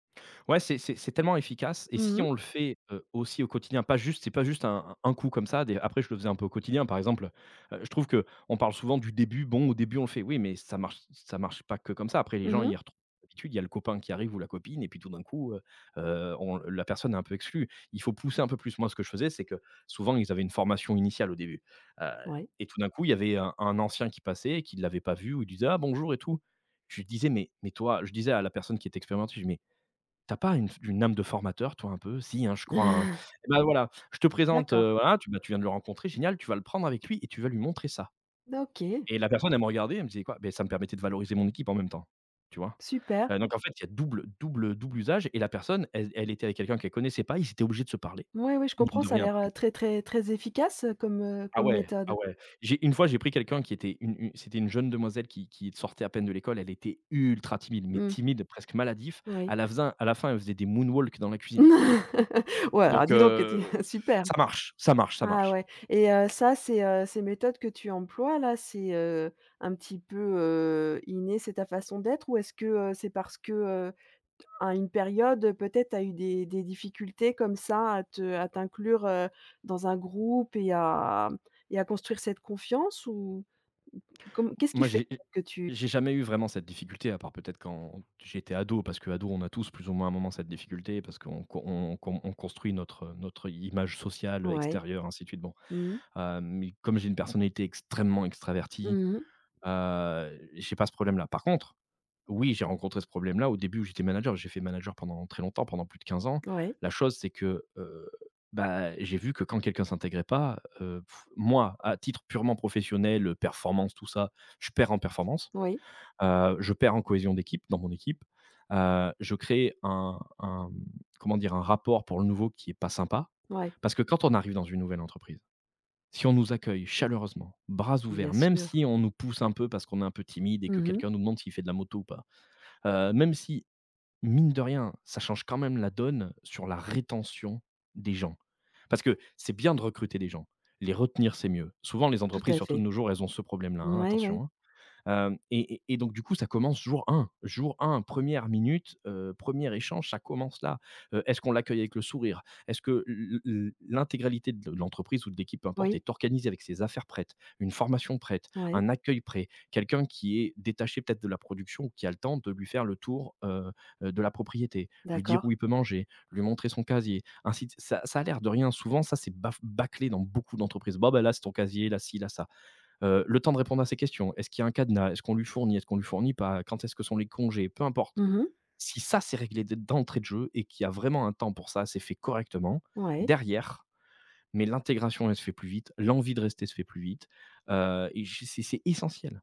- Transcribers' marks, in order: chuckle; laugh; blowing; other background noise
- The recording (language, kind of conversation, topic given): French, podcast, Comment, selon toi, construit-on la confiance entre collègues ?